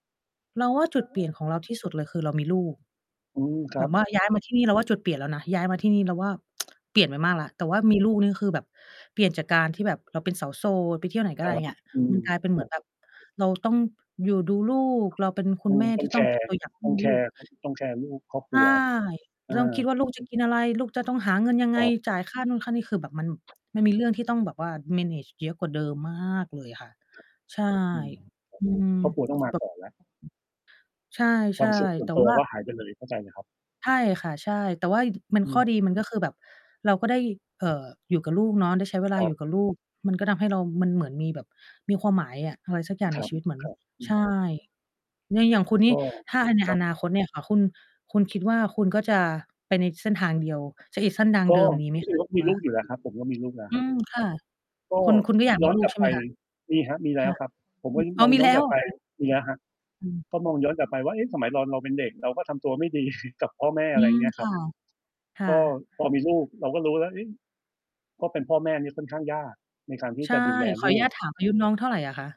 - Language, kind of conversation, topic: Thai, unstructured, สิ่งใดเปลี่ยนแปลงไปมากที่สุดในชีวิตคุณตั้งแต่ตอนเด็กจนถึงปัจจุบัน?
- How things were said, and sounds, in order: background speech; distorted speech; tsk; other background noise; in English: "manage"; stressed: "มาก"; tapping; static; chuckle